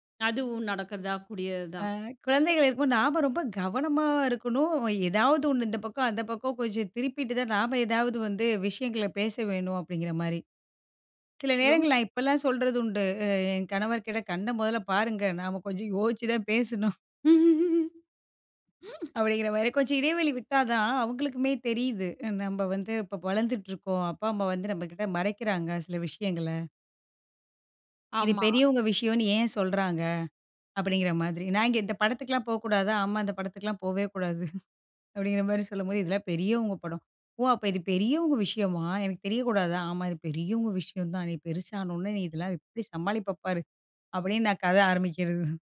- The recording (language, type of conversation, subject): Tamil, podcast, குழந்தைகள் அருகில் இருக்கும்போது அவர்களின் கவனத்தை வேறு விஷயத்திற்குத் திருப்புவது எப்படி?
- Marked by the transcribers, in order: laughing while speaking: "யோசிச்சு தான் பேசணும்"; chuckle; chuckle; laughing while speaking: "ஆரம்பிக்கிறது"